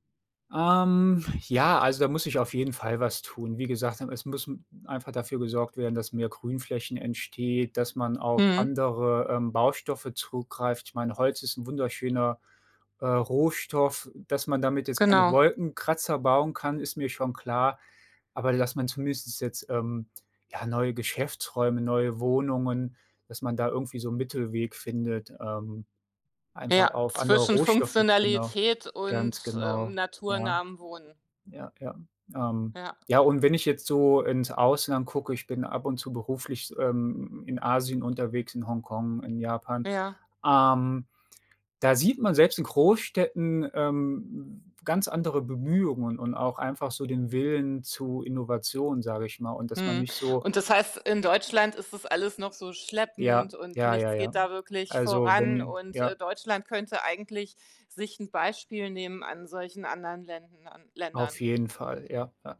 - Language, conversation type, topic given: German, podcast, Wie können Städte grüner und kühler werden?
- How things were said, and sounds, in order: other background noise